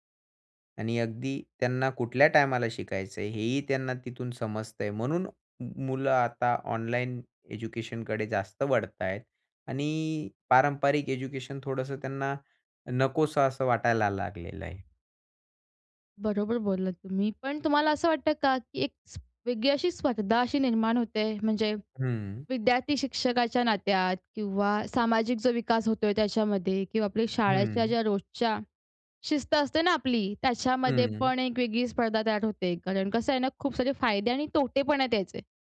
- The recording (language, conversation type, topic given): Marathi, podcast, ऑनलाइन शिक्षणामुळे पारंपरिक शाळांना स्पर्धा कशी द्यावी लागेल?
- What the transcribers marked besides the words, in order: other noise